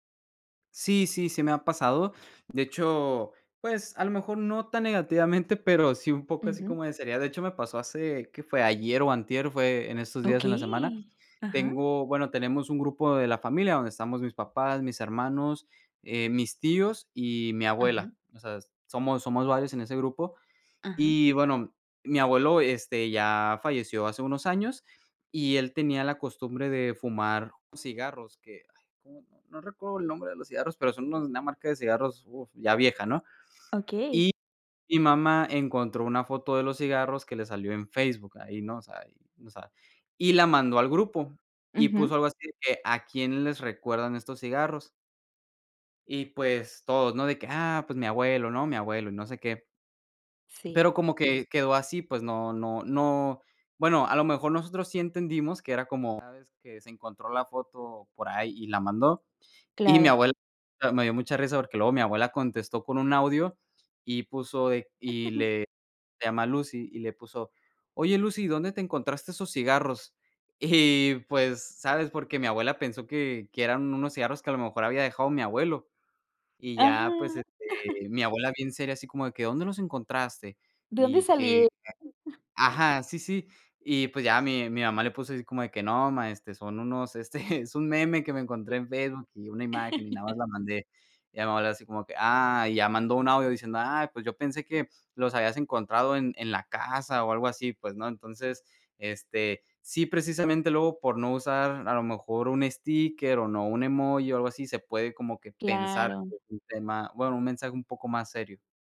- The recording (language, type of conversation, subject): Spanish, podcast, ¿Qué impacto tienen las redes sociales en las relaciones familiares?
- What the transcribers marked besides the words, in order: giggle; laughing while speaking: "Y"; chuckle; chuckle; laughing while speaking: "este"; other noise; chuckle; in English: "sticker"